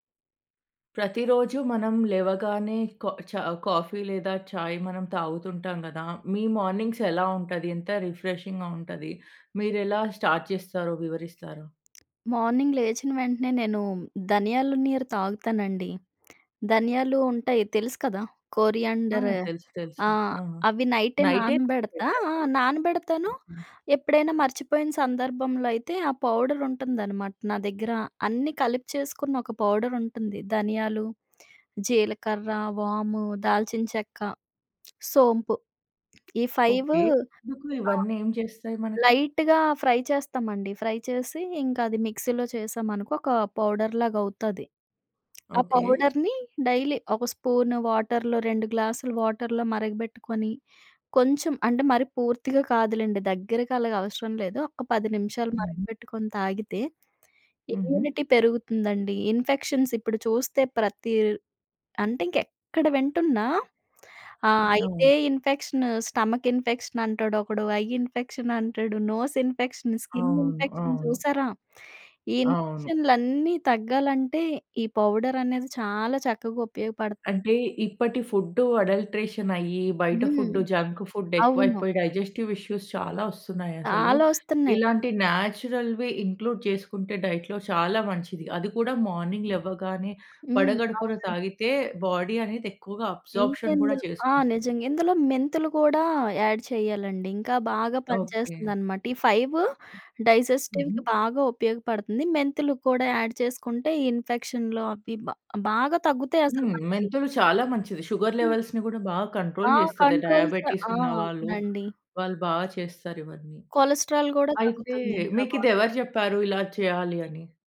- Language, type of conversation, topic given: Telugu, podcast, ప్రతిరోజు కాఫీ లేదా చాయ్ మీ దినచర్యను ఎలా మార్చేస్తుంది?
- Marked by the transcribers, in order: in English: "కాఫీ"; in Hindi: "చాయ్"; in English: "మార్నింగ్స్"; in English: "రిఫ్రెషింగ్‌గా"; in English: "స్టార్ట్"; tapping; other background noise; in English: "కోరియాండర్"; other noise; in English: "పౌడర్"; in English: "పౌడర్"; in English: "ఫైవ్"; in English: "లైట్‌గా ఫ్రై"; in English: "ఫ్రై"; in English: "పౌడర్"; in English: "పౌడ‌ర్‌ని డైలీ"; in English: "స్పూన్ వాటర్‌లో"; in English: "వాటర్‌లో"; in English: "ఇమ్యూనిటీ"; in English: "ఇన్ఫెక్షన్స్"; in English: "ఇన్ఫెక్షన్, స్టమక్ ఇన్ఫెక్షన్"; in English: "ఐ ఇన్ఫెక్షన్"; in English: "నోస్ ఇన్ఫెక్షన్, స్కిన్ ఇన్ఫెక్షన్"; in English: "పౌడర్"; in English: "అడల్టరేషన్"; in English: "డైజెస్టివ్ ఇష్యూస్"; in English: "ఇంక్లూడ్"; in English: "మార్నింగ్"; "పరిగడుపున" said as "పడగడుపున"; in English: "బాడీ"; in English: "అబ్సా‌ర్ప్‌షన్"; in English: "యాడ్"; in English: "ఫైవ్ డైజెస్టివ్‌కి"; in English: "యాడ్"; in English: "షుగర్ లెవెల్స్‌ని"; in English: "కంట్రోల్స్"; in English: "కంట్రోల్"; in English: "డయాబిటిస్"; in English: "కొలెస్టెరాల్"; in English: "బాడి‌లో"